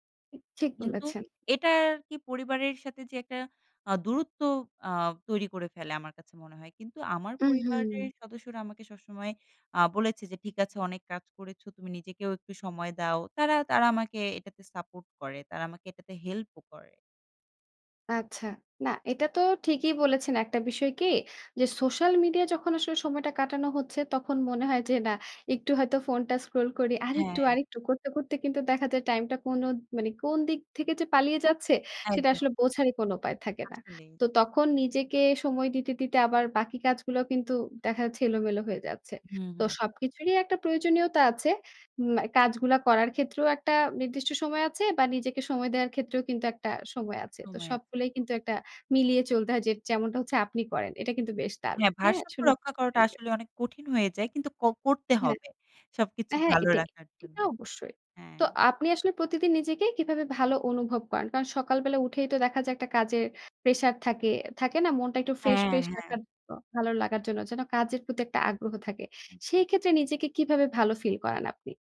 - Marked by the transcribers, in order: unintelligible speech; tapping; other background noise; unintelligible speech
- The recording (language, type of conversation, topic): Bengali, podcast, নিজেকে সময় দেওয়া এবং আত্মযত্নের জন্য আপনার নিয়মিত রুটিনটি কী?